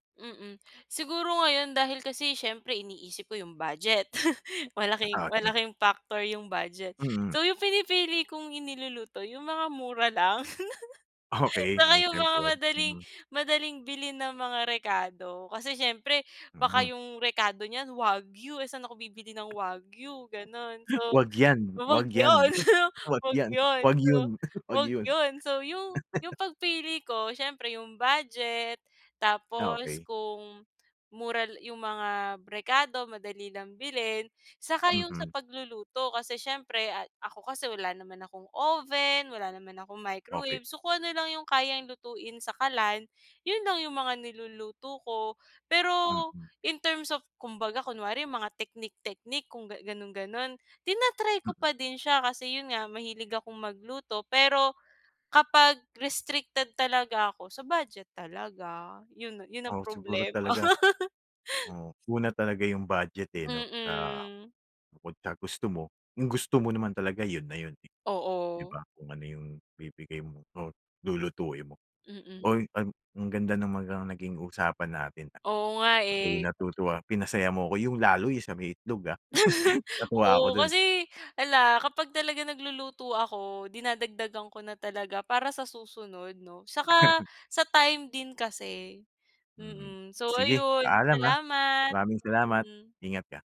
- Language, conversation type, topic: Filipino, podcast, Paano ka nagsimula sa pagluluto, at bakit mo ito minahal?
- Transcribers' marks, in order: laugh; unintelligible speech; laugh; laughing while speaking: "'Tsaka yung mga"; other background noise; tapping; hiccup; laughing while speaking: "yun, 'wag yun"; laugh; chuckle; laugh; laugh; chuckle